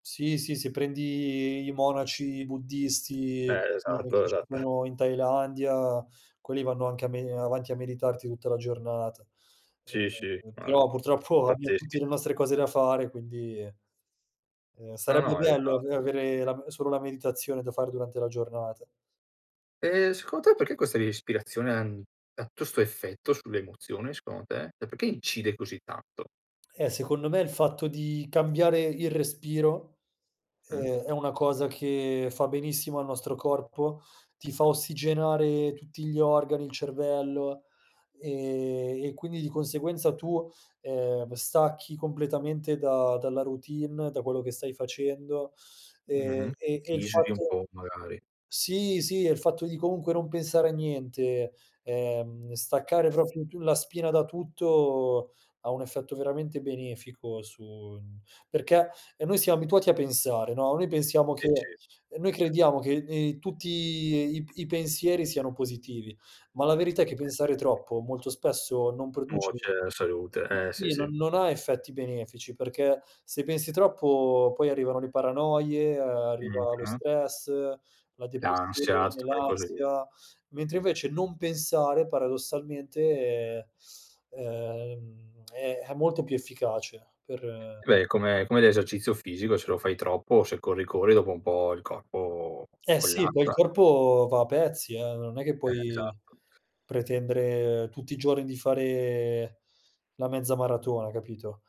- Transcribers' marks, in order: drawn out: "prendi"; laughing while speaking: "esatt"; laughing while speaking: "purtroppo"; drawn out: "ehm"; "proprio" said as "propio"; other background noise; drawn out: "tutto"; drawn out: "tutti"; drawn out: "troppo"; drawn out: "paradossalmente"; drawn out: "corpo"; drawn out: "fare"
- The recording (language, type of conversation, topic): Italian, podcast, Come ti aiuta la respirazione a ritrovare la calma?